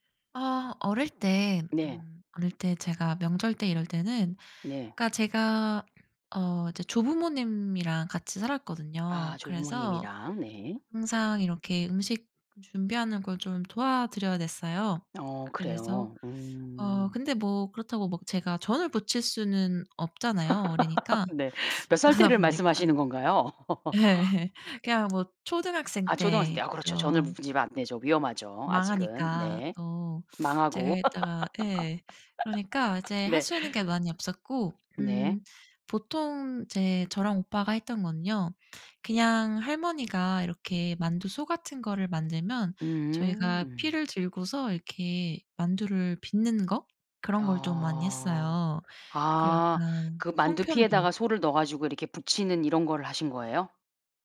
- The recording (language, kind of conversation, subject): Korean, podcast, 명절이나 축제는 보통 어떻게 보내셨어요?
- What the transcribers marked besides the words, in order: other background noise; laugh; laughing while speaking: "그러다 보니까 예예"; laugh; "부치면" said as "부지면"; laugh